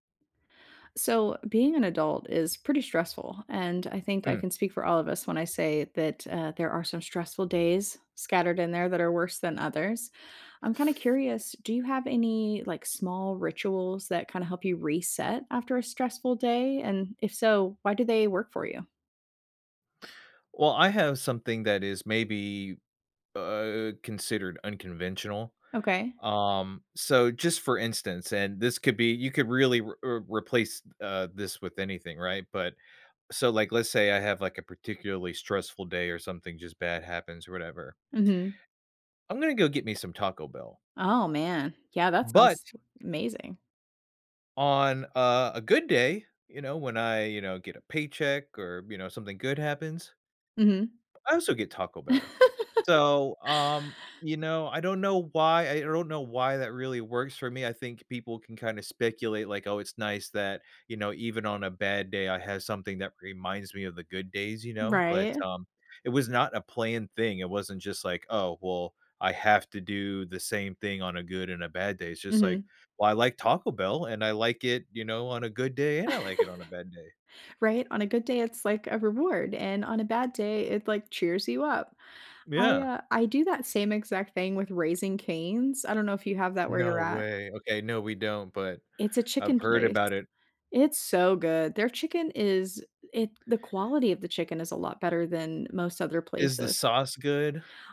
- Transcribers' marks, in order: other background noise; laugh; laugh
- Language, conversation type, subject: English, unstructured, What small rituals can I use to reset after a stressful day?